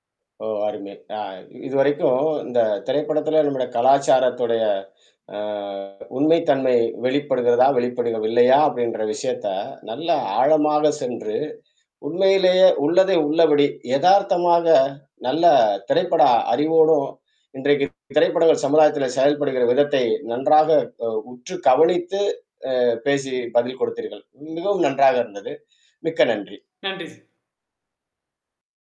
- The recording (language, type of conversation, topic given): Tamil, podcast, நமது கலாசாரம் படங்களில் உண்மையாகப் பிரதிபலிக்க என்னென்ன அம்சங்களை கவனிக்க வேண்டும்?
- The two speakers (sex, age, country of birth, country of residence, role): male, 35-39, India, India, guest; male, 50-54, India, India, host
- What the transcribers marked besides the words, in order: mechanical hum; distorted speech; static